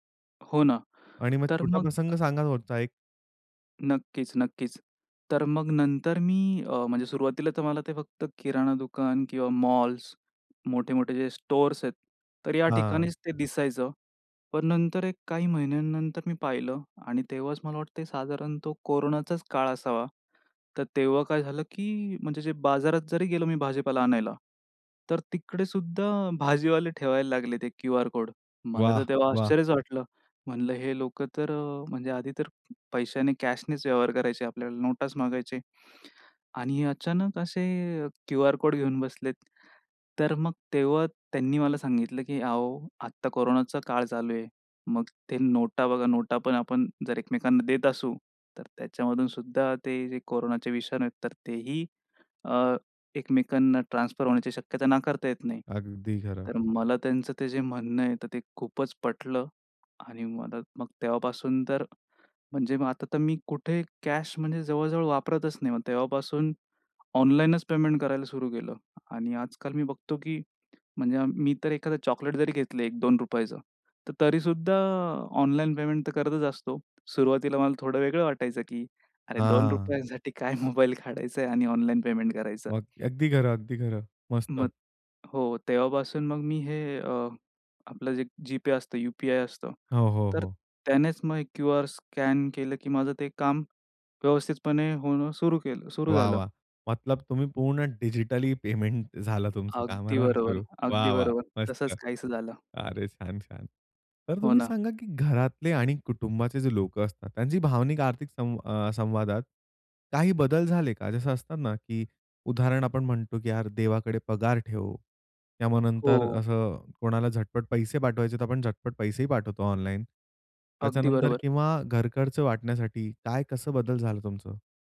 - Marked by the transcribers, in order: other background noise; tapping; other noise; laughing while speaking: "काय मोबाईल काढायचा"; in Hindi: "मतलब"; laughing while speaking: "पेमेंट झालं तुमचं, सुरू"; unintelligible speech
- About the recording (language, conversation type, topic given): Marathi, podcast, ऑनलाइन देयकांमुळे तुमचे व्यवहार कसे बदलले आहेत?